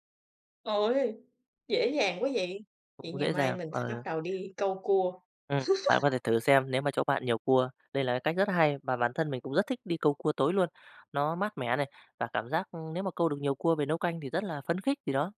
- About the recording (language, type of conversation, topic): Vietnamese, podcast, Kỉ niệm nào gắn liền với một sở thích thời thơ ấu của bạn?
- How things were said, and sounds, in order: laugh